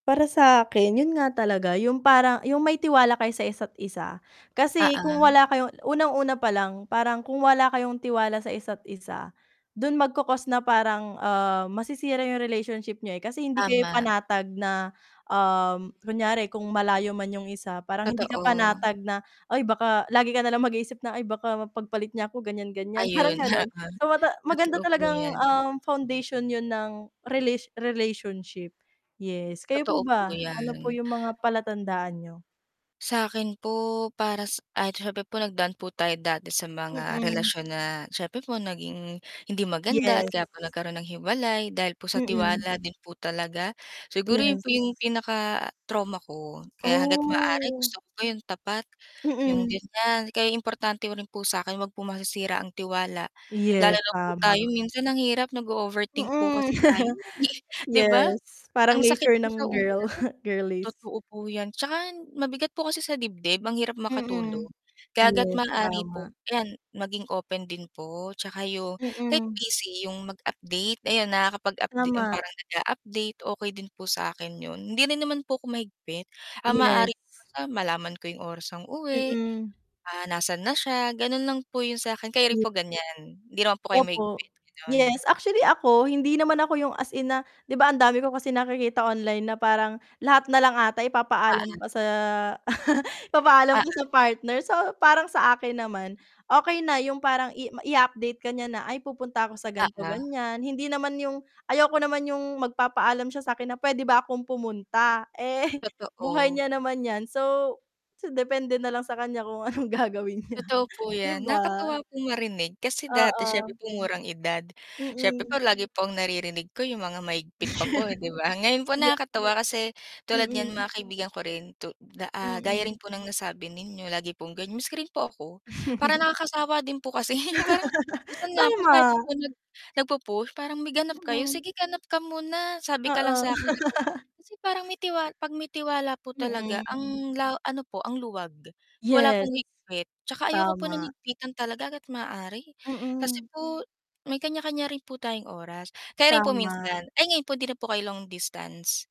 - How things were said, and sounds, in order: inhale; drawn out: "ah"; static; drawn out: "um"; distorted speech; laughing while speaking: "Oo"; inhale; drawn out: "Oh"; inhale; inhale; chuckle; inhale; tapping; chuckle; chuckle; laughing while speaking: "kanya kung anong gagawin niya, 'di ba?"; inhale; chuckle; inhale; chuckle; inhale; laugh; chuckle; laugh; inhale
- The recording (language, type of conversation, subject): Filipino, unstructured, Ano ang mga palatandaan ng isang malusog na relasyon?